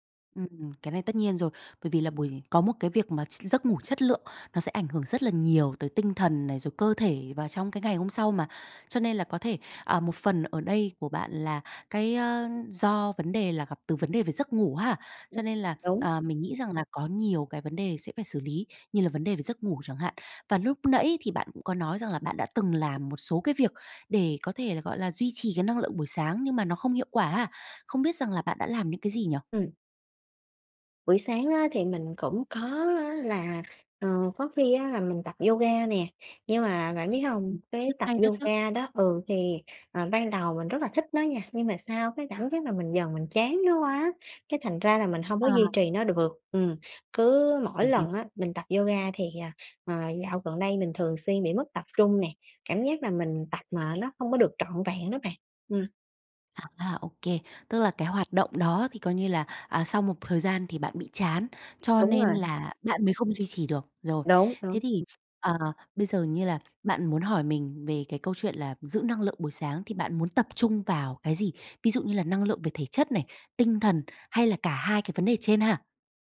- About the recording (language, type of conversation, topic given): Vietnamese, advice, Làm sao để có buổi sáng tràn đầy năng lượng và bắt đầu ngày mới tốt hơn?
- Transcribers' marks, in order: other background noise; tapping; unintelligible speech